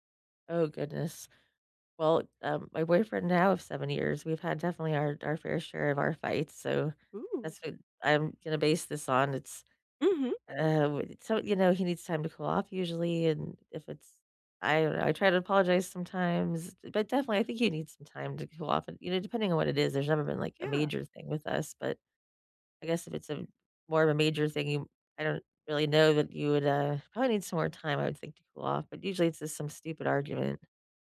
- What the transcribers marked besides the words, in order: none
- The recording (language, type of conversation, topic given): English, unstructured, How do I know when it's time to end my relationship?